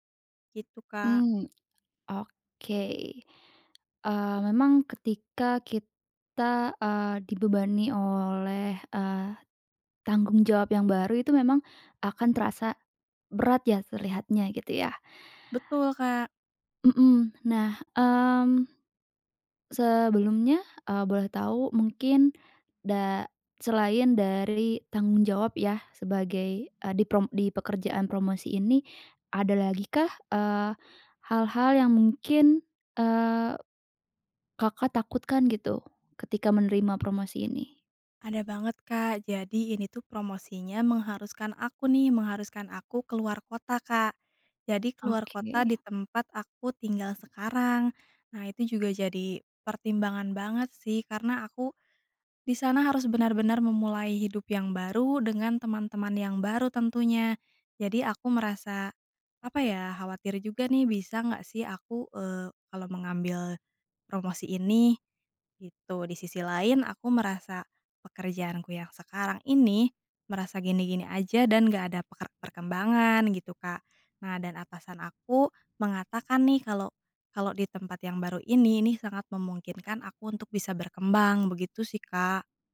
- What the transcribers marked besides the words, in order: other background noise
- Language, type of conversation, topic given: Indonesian, advice, Haruskah saya menerima promosi dengan tanggung jawab besar atau tetap di posisi yang nyaman?